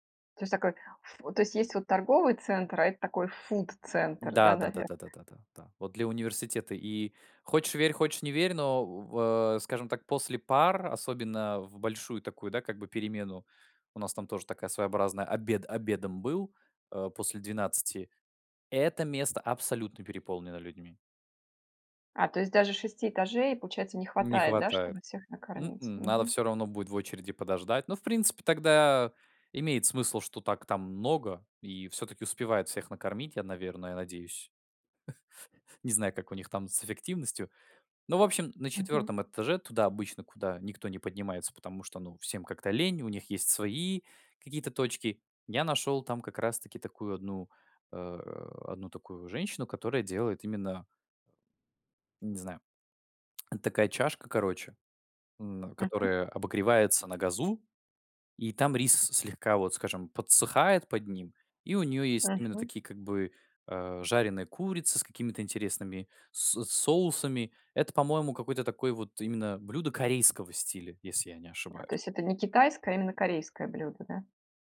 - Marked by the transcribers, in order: tapping
- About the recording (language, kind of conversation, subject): Russian, podcast, Расскажи о человеке, который показал тебе скрытое место?